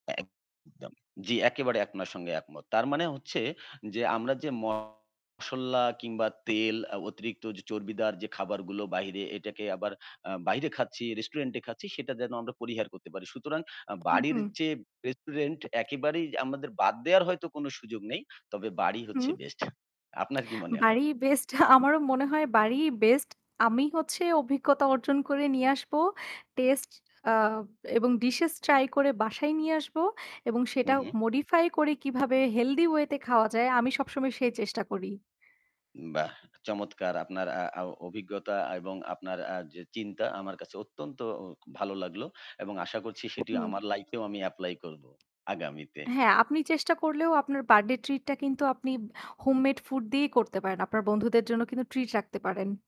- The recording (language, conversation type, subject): Bengali, unstructured, আপনার মতে বাড়িতে খাওয়া ভালো, নাকি রেস্তোরাঁয় খাওয়া?
- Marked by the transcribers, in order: distorted speech; static; other background noise; lip smack; laughing while speaking: "আমারও"; in English: "modify"; in English: "Healthy way"